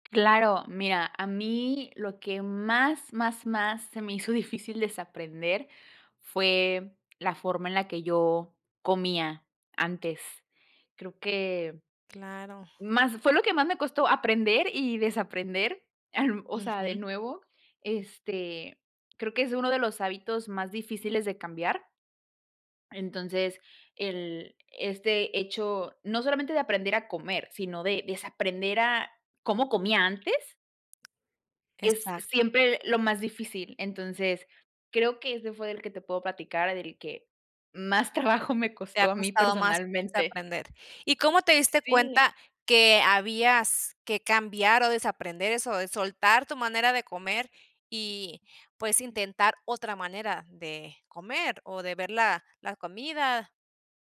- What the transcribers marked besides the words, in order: other background noise; laughing while speaking: "difícil"; laughing while speaking: "más trabajo"
- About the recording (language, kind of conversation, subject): Spanish, podcast, ¿Qué fue lo que más te costó desaprender y por qué?